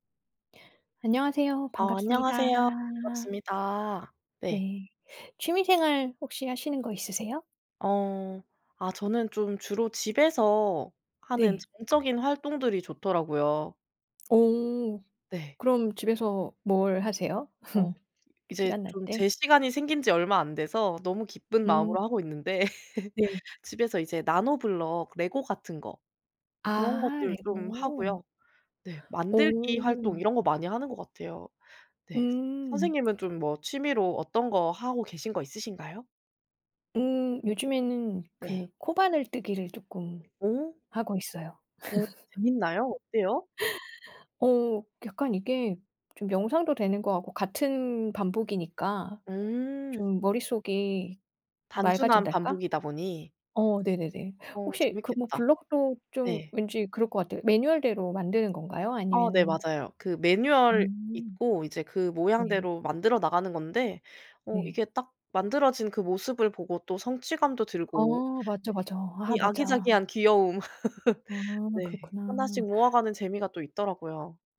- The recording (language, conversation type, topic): Korean, unstructured, 요즘 가장 즐겨 하는 취미는 무엇인가요?
- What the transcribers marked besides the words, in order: laugh; other background noise; laugh; laugh; laugh